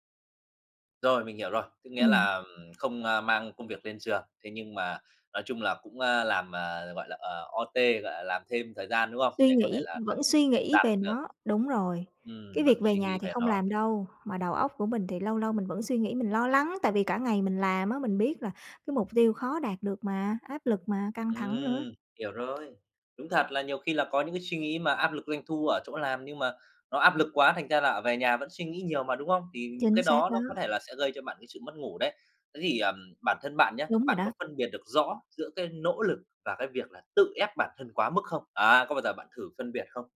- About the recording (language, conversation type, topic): Vietnamese, advice, Làm thế nào để cải thiện giấc ngủ khi bạn bị mất ngủ vì áp lực doanh thu và mục tiêu tăng trưởng?
- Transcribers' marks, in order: tapping; in English: "O-T"; other background noise